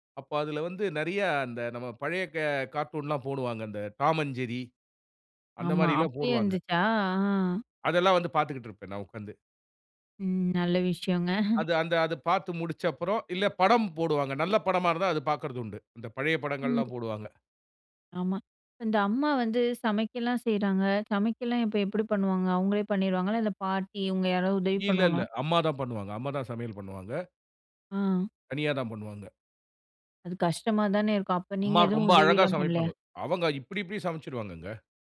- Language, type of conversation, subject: Tamil, podcast, இரவில்தூங்குவதற்குமுன் நீங்கள் எந்த வரிசையில் என்னென்ன செய்வீர்கள்?
- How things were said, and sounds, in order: laughing while speaking: "நல்ல விஷயங்க"